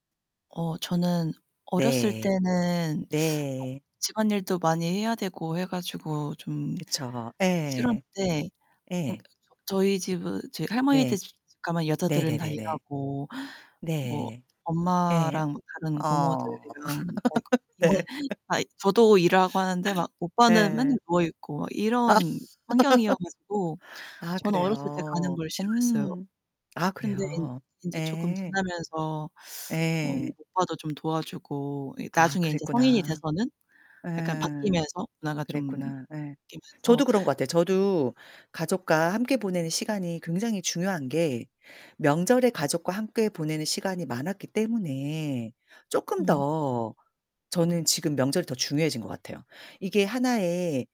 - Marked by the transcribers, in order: teeth sucking; tapping; distorted speech; unintelligible speech; laugh; laughing while speaking: "아"; laugh; other background noise; teeth sucking
- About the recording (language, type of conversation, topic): Korean, unstructured, 한국에서 명절은 어떤 의미가 있나요?